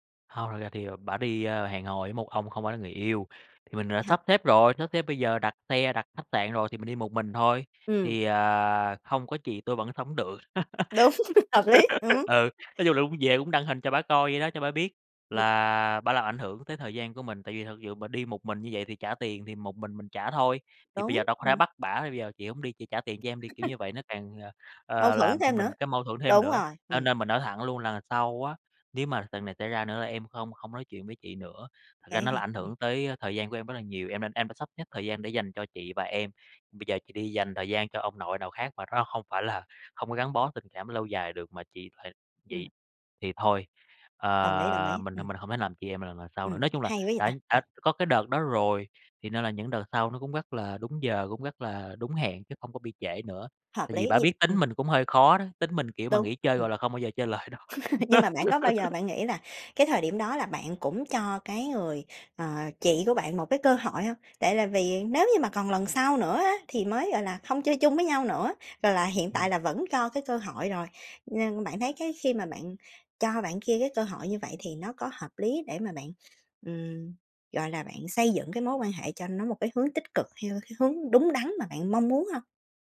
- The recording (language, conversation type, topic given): Vietnamese, podcast, Bạn xử lý mâu thuẫn với bạn bè như thế nào?
- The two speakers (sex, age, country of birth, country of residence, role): female, 30-34, Vietnam, Vietnam, host; male, 30-34, Vietnam, Vietnam, guest
- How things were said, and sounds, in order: laugh; laughing while speaking: "Đúng"; tapping; laugh; laugh; laughing while speaking: "lại đâu"; laugh